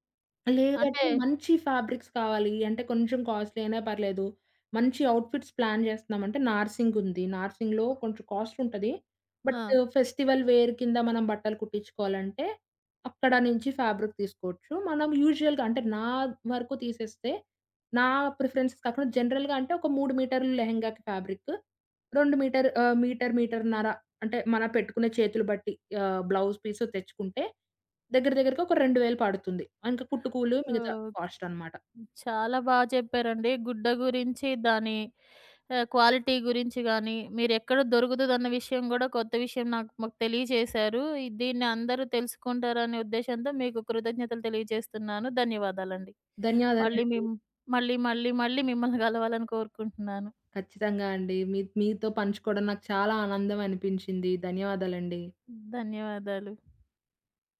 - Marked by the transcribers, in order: in English: "ఫ్యాబ్రిక్స్"; other background noise; in English: "కాస్ట్‌లీ"; in English: "ఔట్‌ఫిట్స్ ప్లాన్"; tapping; in English: "కాస్ట్"; in English: "బట్ ఫెస్టివల్ వేర్"; in English: "ఫ్యాబ్రిక్"; in English: "యూజువల్‌గా"; in English: "ప్రిఫరెన్స్"; in English: "జనరల్‌గా"; in English: "క్వాలిటీ"
- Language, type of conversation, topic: Telugu, podcast, సాంప్రదాయ దుస్తులను ఆధునిక శైలిలో మార్చుకుని ధరించడం గురించి మీ అభిప్రాయం ఏమిటి?